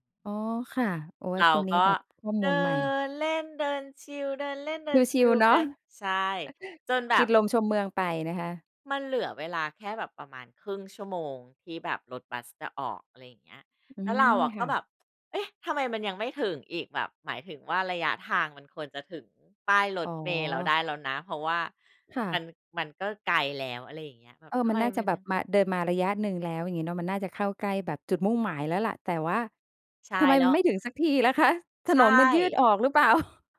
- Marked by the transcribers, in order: chuckle; tapping; chuckle
- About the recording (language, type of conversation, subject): Thai, podcast, ตอนที่หลงทาง คุณรู้สึกกลัวหรือสนุกมากกว่ากัน เพราะอะไร?